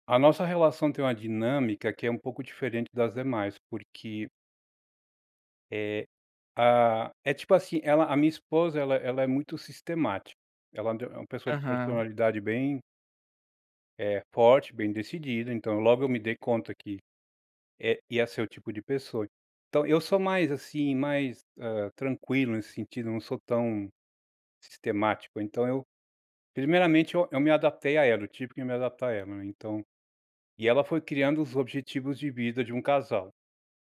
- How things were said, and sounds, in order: none
- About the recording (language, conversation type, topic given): Portuguese, podcast, Qual a importância da confiança entre um casal?